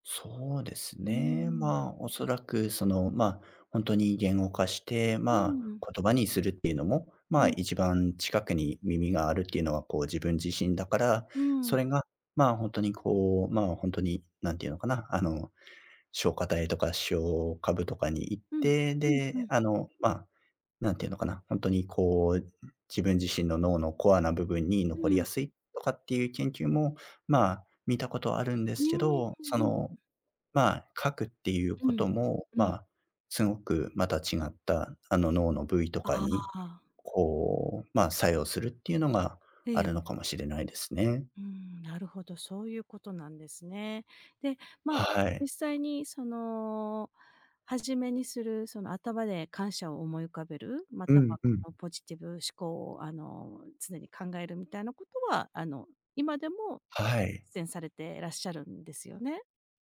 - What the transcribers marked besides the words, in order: other noise; tapping
- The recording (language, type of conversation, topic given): Japanese, advice, なぜ感謝や前向きな考え方を日記で習慣化できないのですか？